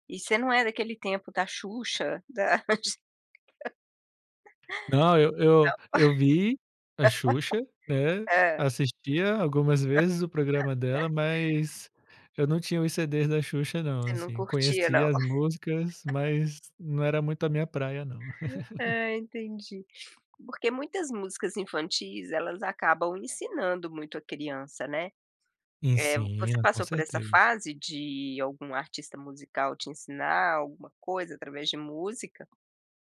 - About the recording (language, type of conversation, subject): Portuguese, podcast, Como você descobriu seu gosto musical?
- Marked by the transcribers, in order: laugh; laugh; other background noise